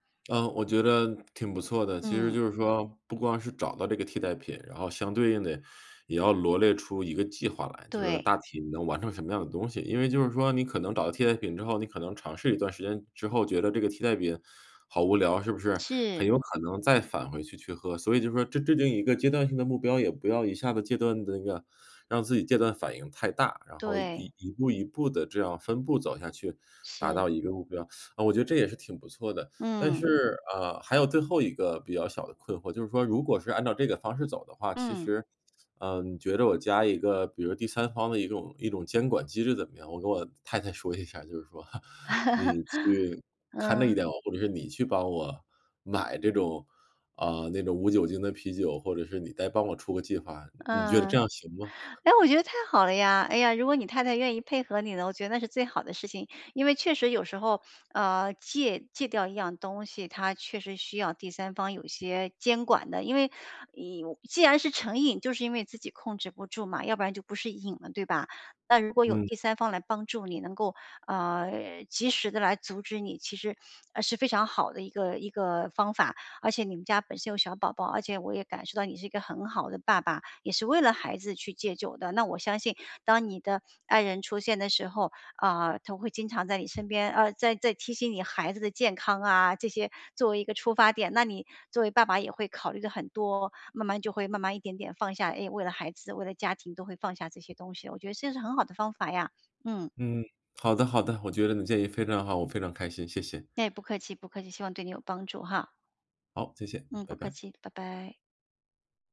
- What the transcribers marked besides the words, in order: tapping; teeth sucking; teeth sucking; other background noise; chuckle; laughing while speaking: "一下儿，就是说"; chuckle
- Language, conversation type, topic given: Chinese, advice, 我该如何找出让自己反复养成坏习惯的触发点？